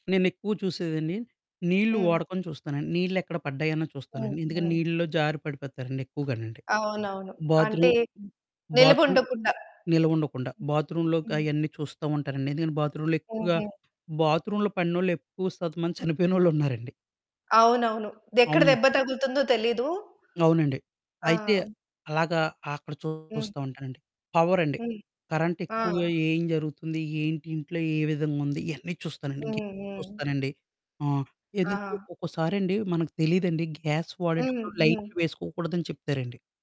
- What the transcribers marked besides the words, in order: static; tapping; in English: "బాత్రూమ్, బాత్రూమ్"; in English: "బాత్రూమ్‌లో"; in English: "బాత్రూమ్‌లో"; in English: "బాత్రూమ్‌లో"; distorted speech; in English: "కరెంట్"; in English: "గీజర్"; in English: "గ్యాస్"
- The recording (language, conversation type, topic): Telugu, podcast, సురక్షత కోసం మీరు సాధారణంగా ఏ నియమాలను పాటిస్తారు?